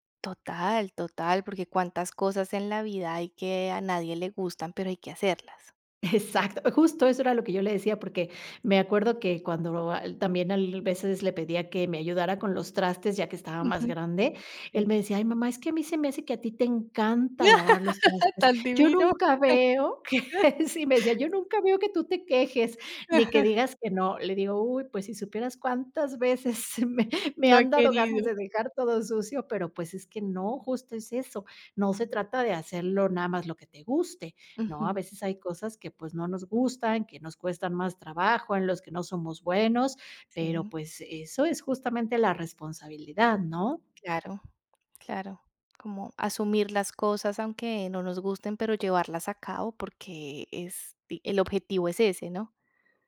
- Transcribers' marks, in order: laughing while speaking: "Exacto"; other background noise; laugh; laughing while speaking: "Tan divino"; laughing while speaking: "que"; laughing while speaking: "veces se me"; tapping
- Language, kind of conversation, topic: Spanish, podcast, ¿Cómo les enseñan los padres a los niños a ser responsables?